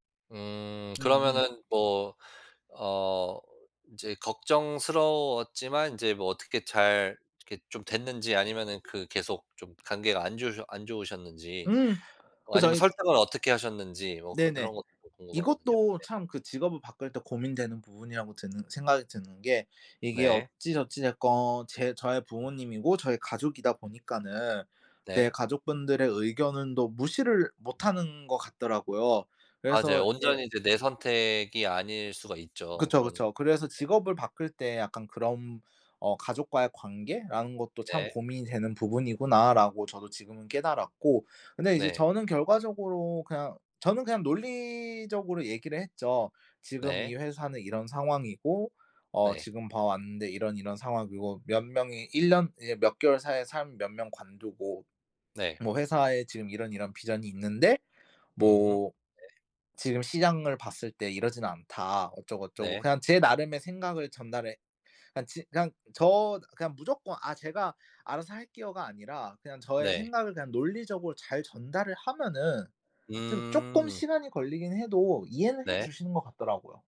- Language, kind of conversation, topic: Korean, podcast, 직업을 바꿀 때 가장 먼저 무엇을 고민하시나요?
- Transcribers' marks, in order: tapping; other background noise